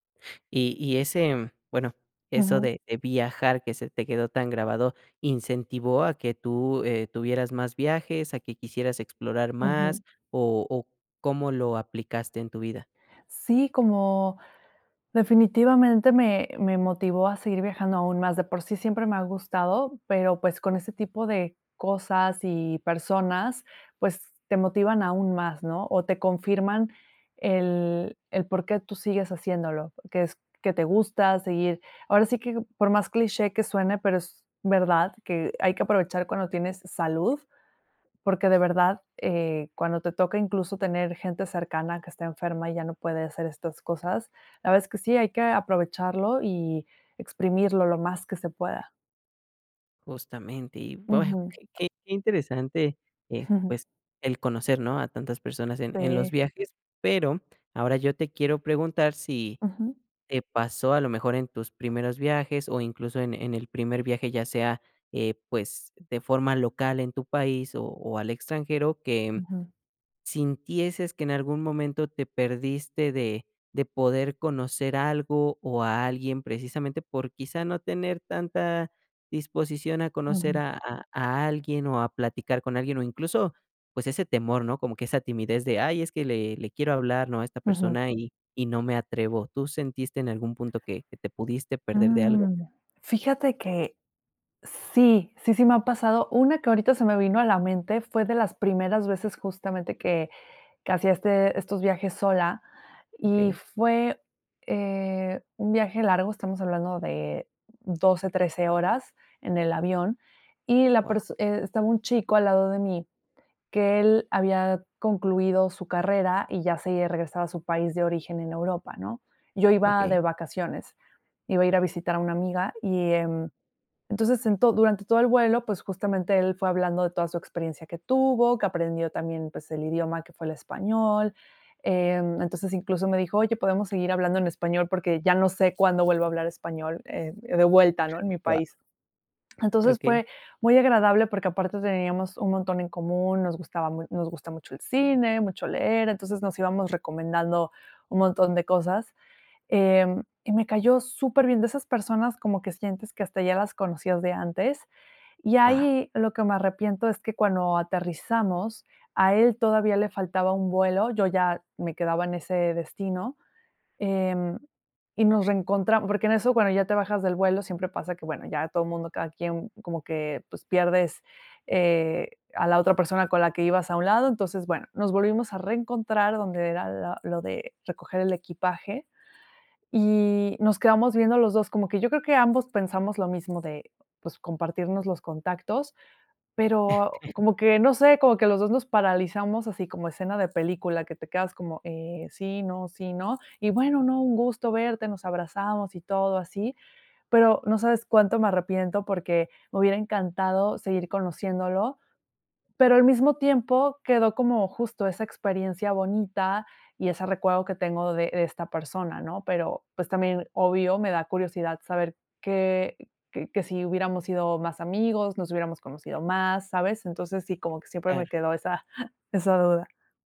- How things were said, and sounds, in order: chuckle; tapping; other background noise; chuckle; laughing while speaking: "esa duda"
- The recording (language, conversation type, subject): Spanish, podcast, ¿Qué consejos tienes para hacer amigos viajando solo?